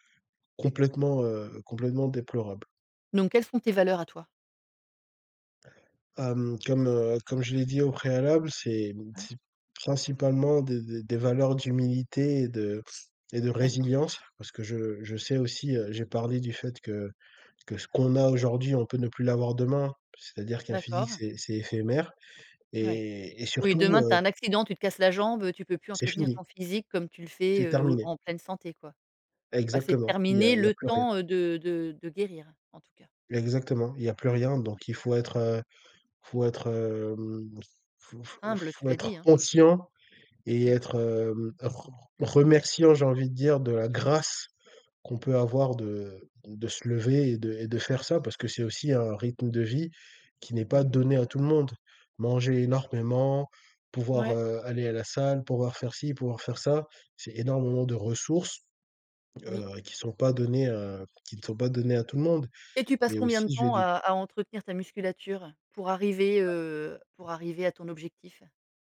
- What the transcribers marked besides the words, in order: other background noise; drawn out: "hem"; stressed: "grâce"; drawn out: "heu"
- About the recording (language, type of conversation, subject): French, podcast, Qu’est-ce qui t’aide à rester authentique pendant une transformation ?